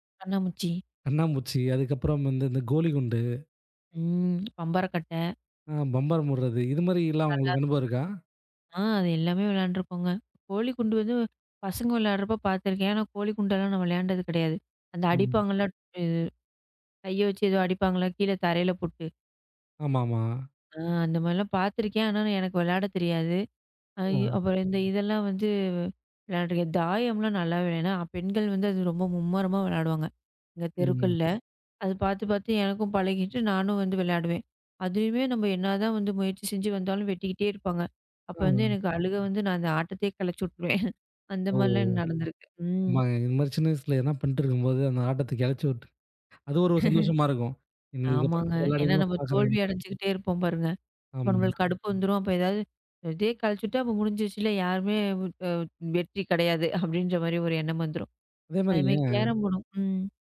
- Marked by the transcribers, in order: drawn out: "ம்"; unintelligible speech; other background noise; laughing while speaking: "விட்டுருவேன்"; drawn out: "ஓ!"; laugh; laughing while speaking: "அப்படின்ற"
- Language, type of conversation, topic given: Tamil, podcast, சின்ன வயதில் விளையாடிய நினைவுகளைப் பற்றி சொல்லுங்க?